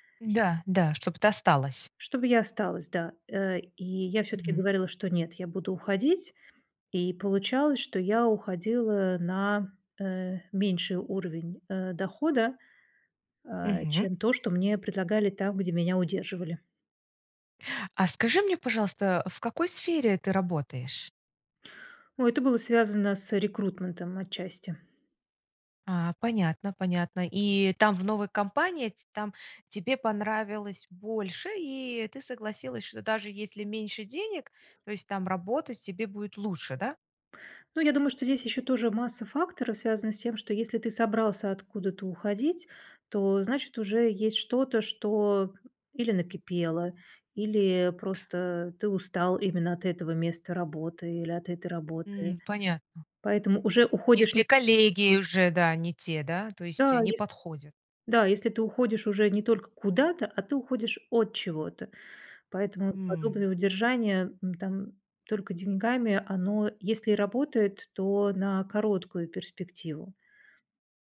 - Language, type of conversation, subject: Russian, podcast, Что важнее при смене работы — деньги или её смысл?
- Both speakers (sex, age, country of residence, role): female, 45-49, Germany, guest; female, 45-49, United States, host
- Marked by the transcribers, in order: in English: "рекрутментом"; tapping